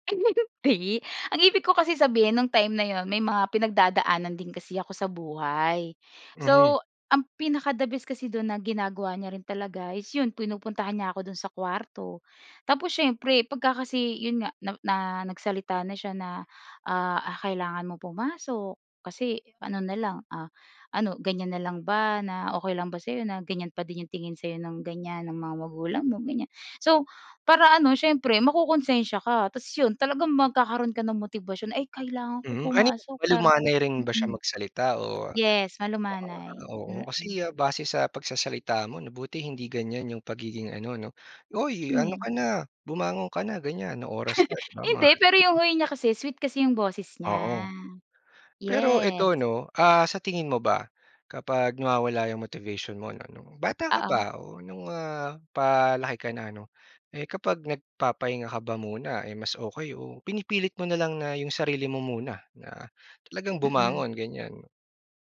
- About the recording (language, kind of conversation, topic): Filipino, podcast, Ano ang ginagawa mo kapag nawawala ang motibasyon mo?
- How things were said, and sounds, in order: giggle; unintelligible speech; unintelligible speech; laugh